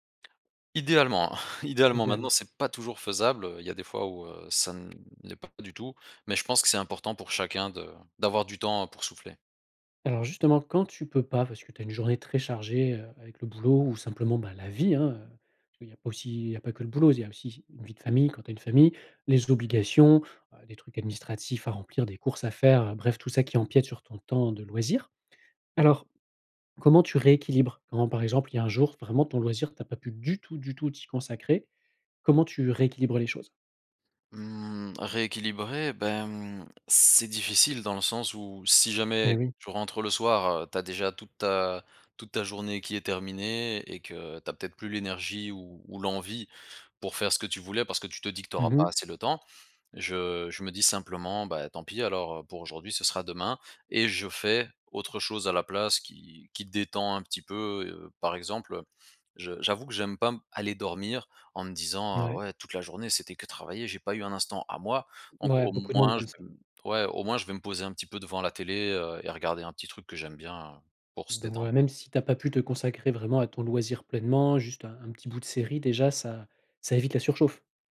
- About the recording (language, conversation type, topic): French, podcast, Comment trouves-tu l’équilibre entre le travail et les loisirs ?
- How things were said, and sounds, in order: laughing while speaking: "hein"; other background noise; stressed: "vie"; stressed: "obligations"; stressed: "du tout du tout"